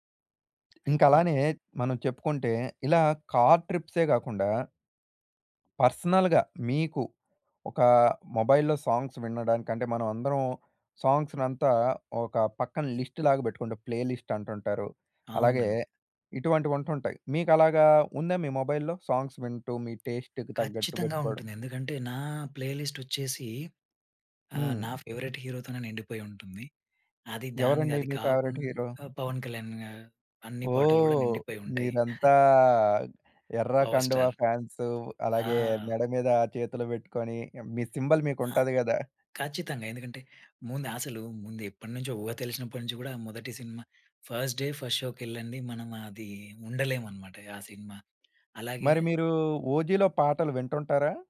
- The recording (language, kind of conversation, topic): Telugu, podcast, ప్రయాణంలో వినడానికి మీకు అత్యుత్తమంగా అనిపించే పాట ఏది?
- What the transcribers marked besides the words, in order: other background noise; unintelligible speech; in English: "పర్సనల్‌గా"; in English: "మొబైల్‌లో సాంగ్స్"; in English: "లిస్ట్‌లాగా"; in English: "ప్లే లిస్ట్"; in English: "మొబైల్‌లో? సాంగ్స్"; in English: "టేస్ట్‌కి"; in English: "ప్లే లిస్ట్"; in English: "ఫేవరెట్ హీరో"; in English: "ఫేవరెట్ హీరో?"; chuckle; in English: "సింబల్"; in English: "ఫస్ట్ డే, ఫస్ట్"